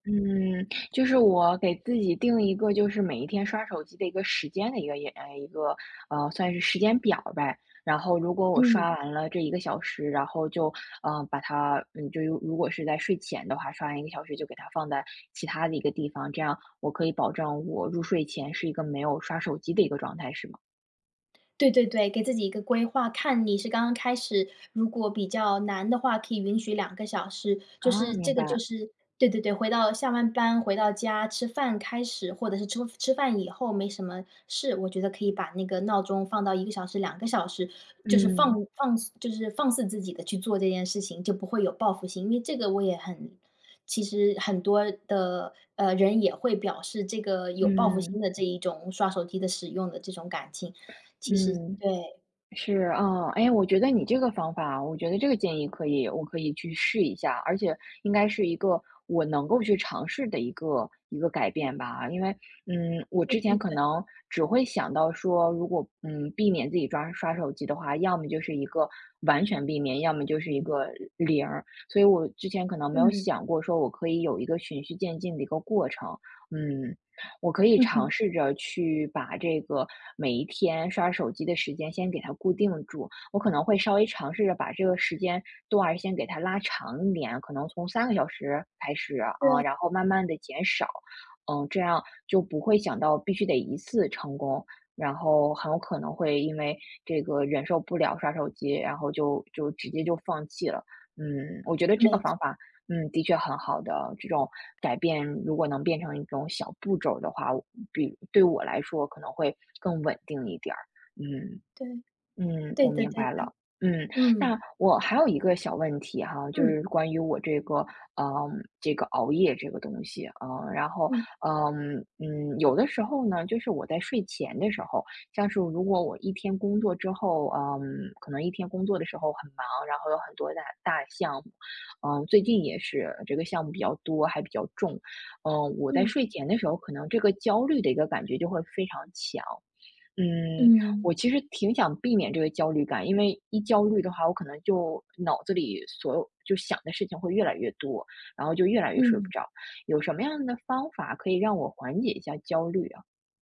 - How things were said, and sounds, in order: other background noise
- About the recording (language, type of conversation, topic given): Chinese, advice, 我想养成规律作息却总是熬夜，该怎么办？